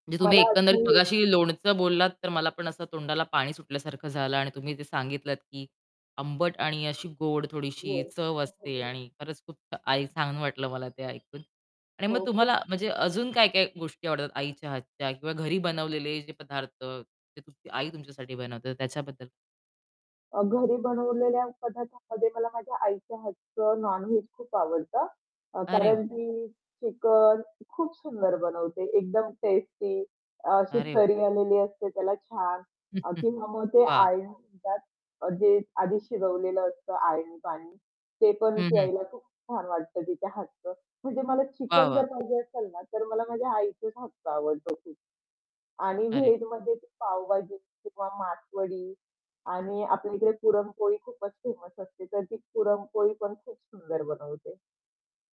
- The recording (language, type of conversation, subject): Marathi, podcast, तुझ्यासाठी घरी बनवलेलं म्हणजे नेमकं काय असतं?
- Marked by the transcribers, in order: static; distorted speech; other background noise; other street noise; in English: "नॉन-व्हेज"; chuckle